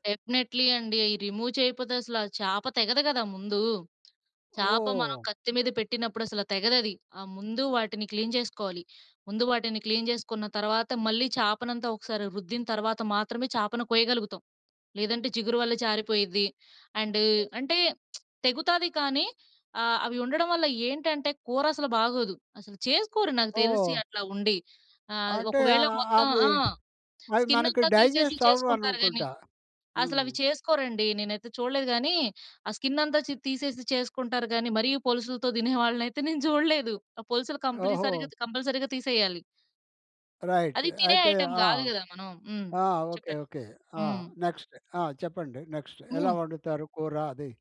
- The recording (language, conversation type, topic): Telugu, podcast, అమ్మ వంటల వాసన ఇంటి అంతటా ఎలా పరిమళిస్తుంది?
- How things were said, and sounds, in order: in English: "డెఫినెట్‌లీ"; in English: "రిమూవ్"; tapping; in English: "క్లీన్"; in English: "క్లీన్"; other background noise; in English: "అండ్"; lip smack; in English: "స్కిన్"; in English: "డైజెస్ట్"; in English: "స్కిన్"; laughing while speaking: "తినే వాళ్ళనైతే నేను చూడలేదు"; in English: "రైట్"; in English: "ఐటెమ్"; in English: "నెక్స్ట్"; in English: "నెక్స్ట్"